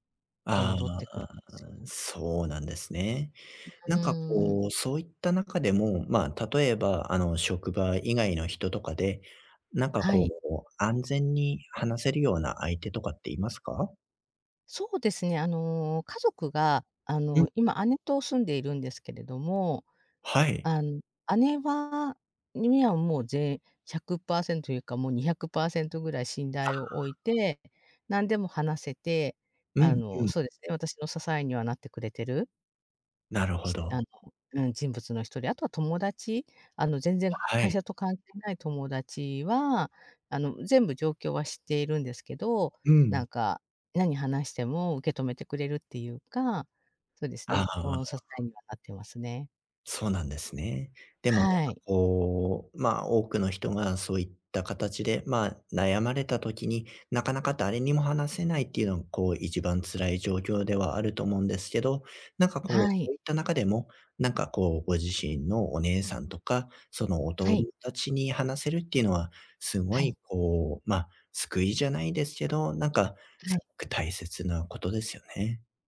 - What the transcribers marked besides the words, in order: tapping; other background noise
- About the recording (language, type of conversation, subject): Japanese, advice, 子どもの頃の出来事が今の行動に影響しているパターンを、どうすれば変えられますか？